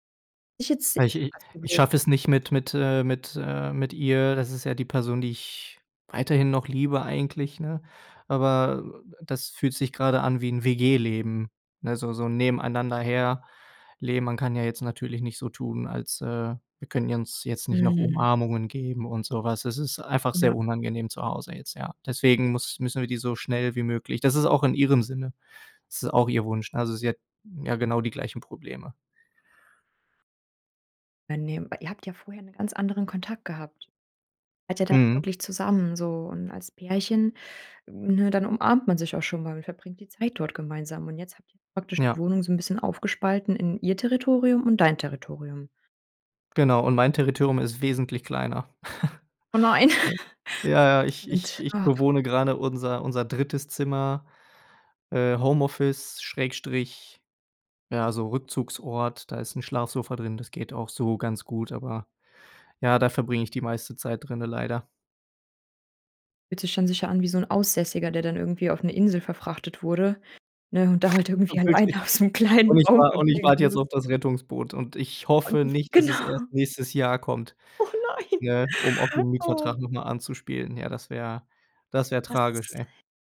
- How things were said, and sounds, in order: other background noise; drawn out: "ich"; unintelligible speech; giggle; other noise; laugh; chuckle; laughing while speaking: "alleine auf so 'nem kleinen Raum verbringen muss"; unintelligible speech; laughing while speaking: "Genau"; laughing while speaking: "Oh nein"
- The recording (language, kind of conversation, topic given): German, advice, Wie möchtest du die gemeinsame Wohnung nach der Trennung regeln und den Auszug organisieren?